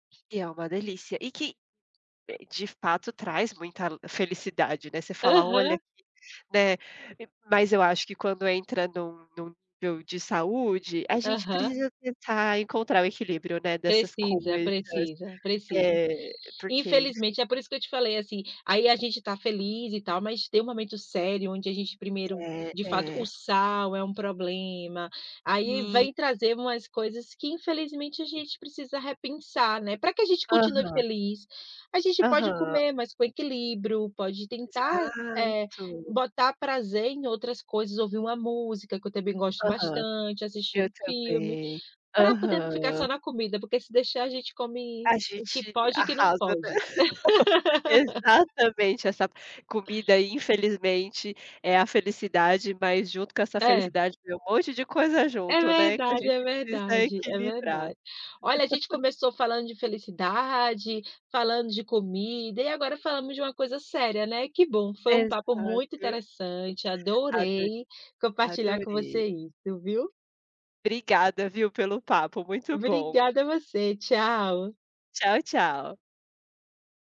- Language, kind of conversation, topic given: Portuguese, unstructured, O que te faz sentir verdadeiramente feliz no dia a dia?
- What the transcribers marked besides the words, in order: laugh; laugh